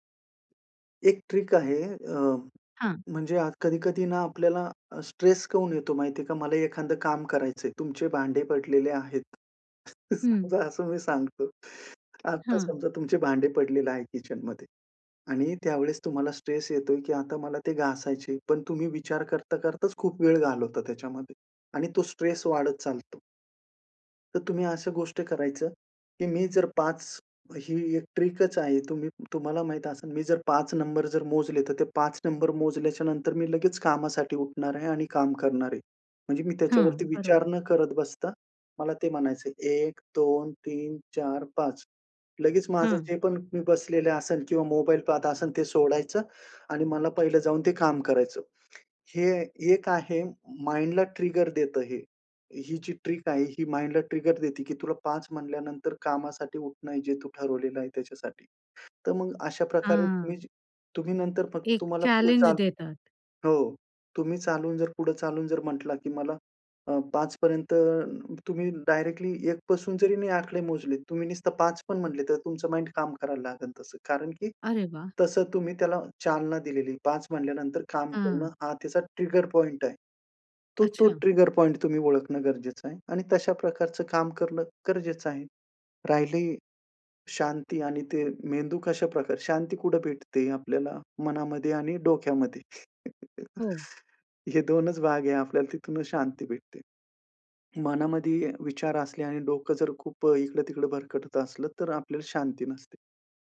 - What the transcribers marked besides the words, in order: in English: "ट्रिक"; in English: "स्ट्रेस"; other background noise; "का हून" said as "काऊन"; laughing while speaking: "समजा असं मी सांगतो"; in English: "ट्रिकच"; in English: "माइंडला ट्रिगर"; in English: "ट्रिक"; in English: "माइंडला ट्रिगर"; in English: "माइंड"; in English: "ट्रिगर पॉइंट"; in English: "ट्रिगर पॉइंट"; chuckle
- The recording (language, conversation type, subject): Marathi, podcast, एक व्यस्त दिवसभरात तुम्ही थोडी शांतता कशी मिळवता?